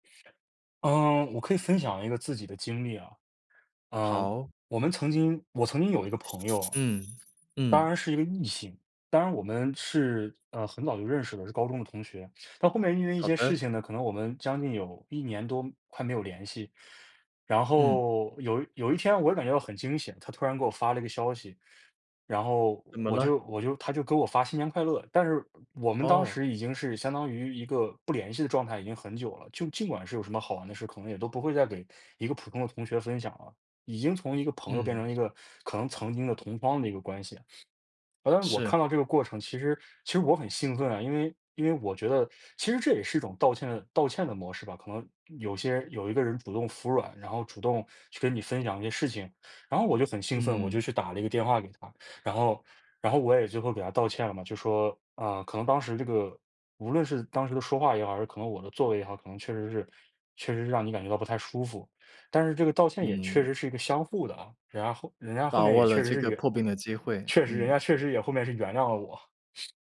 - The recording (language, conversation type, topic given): Chinese, podcast, 你如何通过真诚道歉来重建彼此的信任？
- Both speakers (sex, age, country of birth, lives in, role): male, 20-24, China, United States, guest; male, 30-34, China, United States, host
- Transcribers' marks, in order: other background noise